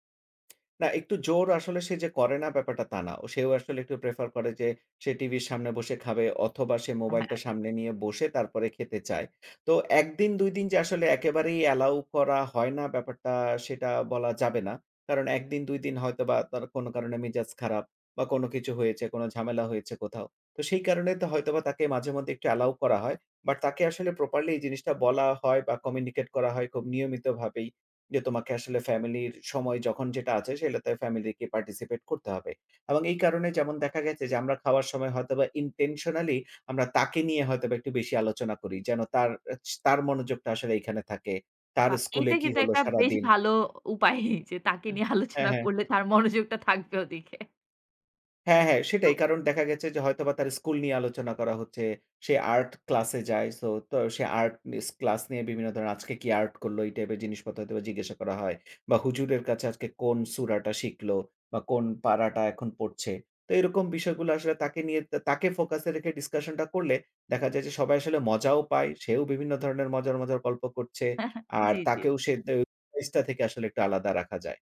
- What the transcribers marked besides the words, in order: tapping; in English: "properly"; in English: "communicate"; "সেটাতে" said as "সেইলাতে"; in English: "intentionally"; laughing while speaking: "যে তাকে নিয়ে আলোচনা করলে তার মনোযোগটা থাকবে ওদিকে"; other noise; in English: "focus"; in English: "discussion"; chuckle
- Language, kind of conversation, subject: Bengali, podcast, রাতের খাবারের সময় আলাপ-আলোচনা শুরু করতে আপনি কীভাবে সবাইকে অনুপ্রাণিত করেন?